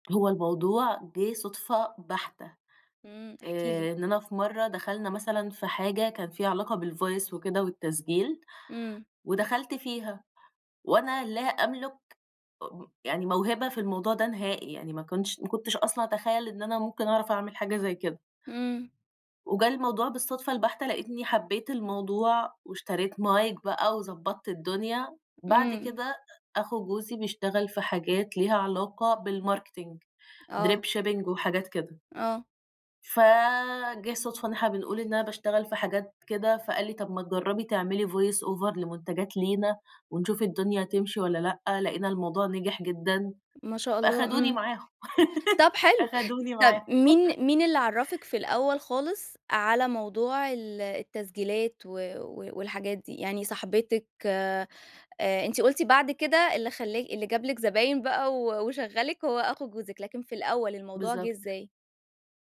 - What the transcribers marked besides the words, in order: in English: "بالvoice"; in English: "Mic"; in English: "بالDrip shipping ،marketing"; in English: "voice over"; laugh
- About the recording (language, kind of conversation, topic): Arabic, podcast, إزاي دخلت مجال شغلك الحالي؟